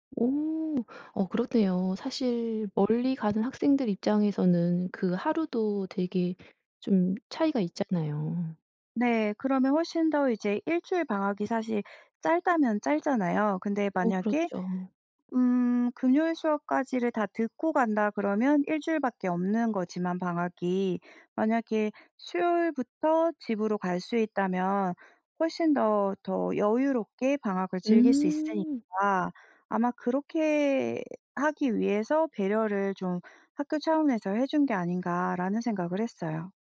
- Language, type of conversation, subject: Korean, podcast, 온라인 학습은 학교 수업과 어떤 점에서 가장 다르나요?
- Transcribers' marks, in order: other background noise